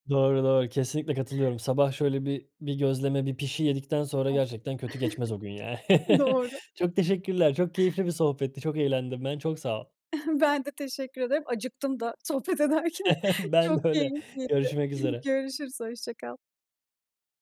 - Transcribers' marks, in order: chuckle; laughing while speaking: "Doğru"; chuckle; chuckle; laughing while speaking: "sohbet ederken"; chuckle; laughing while speaking: "Ben de öyle"; chuckle
- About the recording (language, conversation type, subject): Turkish, podcast, Kahvaltı senin için nasıl bir ritüel, anlatır mısın?